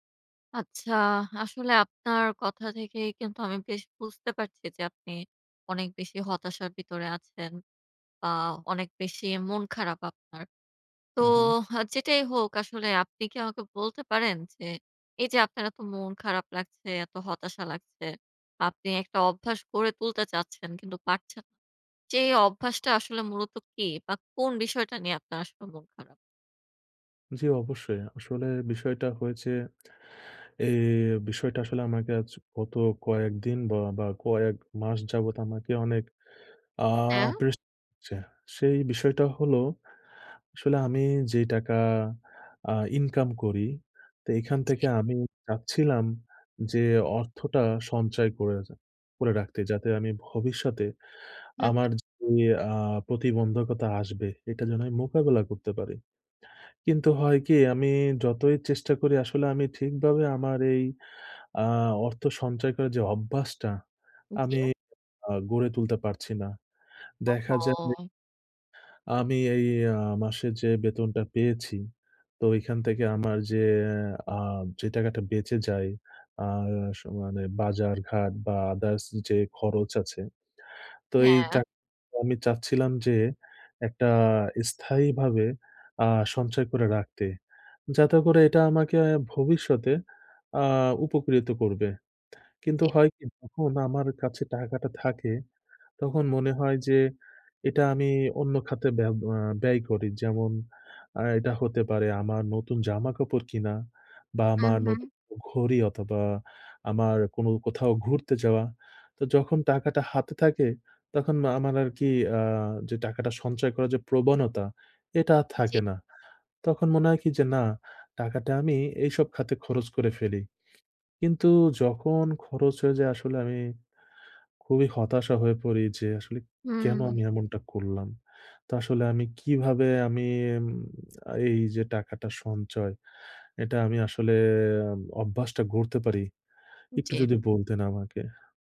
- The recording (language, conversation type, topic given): Bengali, advice, আর্থিক সঞ্চয় শুরু করে তা ধারাবাহিকভাবে চালিয়ে যাওয়ার স্থায়ী অভ্যাস গড়তে আমার কেন সমস্যা হচ্ছে?
- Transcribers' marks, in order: drawn out: "ওহো!"; drawn out: "আসলে"